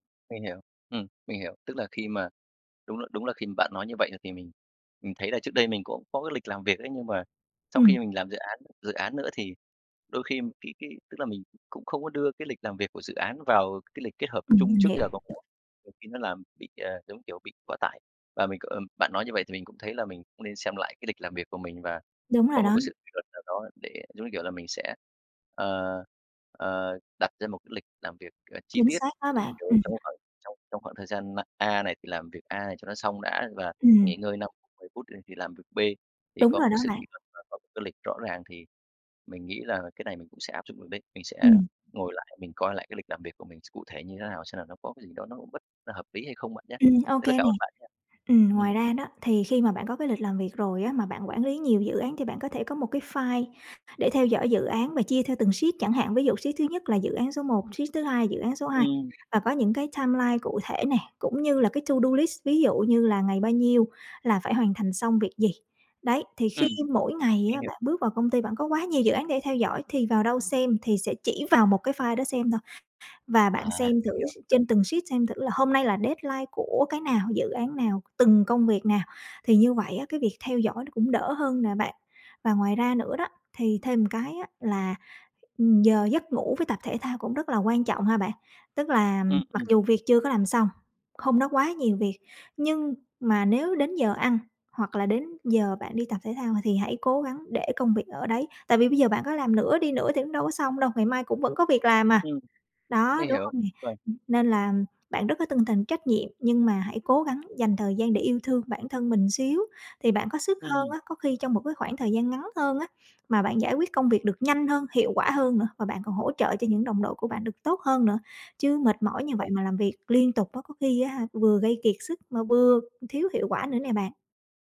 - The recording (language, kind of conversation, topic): Vietnamese, advice, Làm sao để vượt qua tình trạng kiệt sức tinh thần khiến tôi khó tập trung làm việc?
- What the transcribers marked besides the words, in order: tapping; other background noise; unintelligible speech; in English: "sheet"; in English: "sheet"; in English: "sheet"; in English: "timeline"; in English: "to do list"; in English: "sheet"; in English: "deadline"